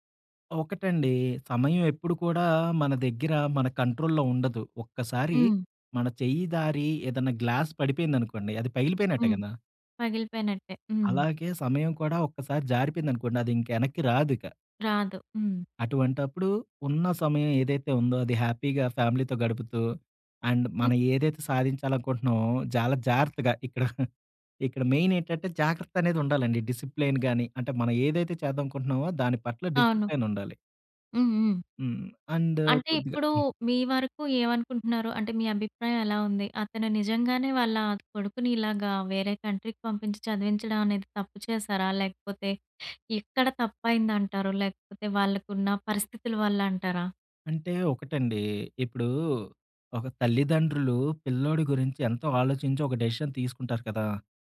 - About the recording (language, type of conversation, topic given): Telugu, podcast, ఒక స్థానిక మార్కెట్‌లో మీరు కలిసిన విక్రేతతో జరిగిన సంభాషణ మీకు ఎలా గుర్తుంది?
- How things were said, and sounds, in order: in English: "కంట్రోల్‌లో"; in English: "హ్యాపీగా ఫ్యామిలీతో"; in English: "అండ్"; giggle; in English: "డిసిప్లెయిన్"; in English: "అండ్"; tapping; in English: "కంట్రీకి"; in English: "డెసిషన్"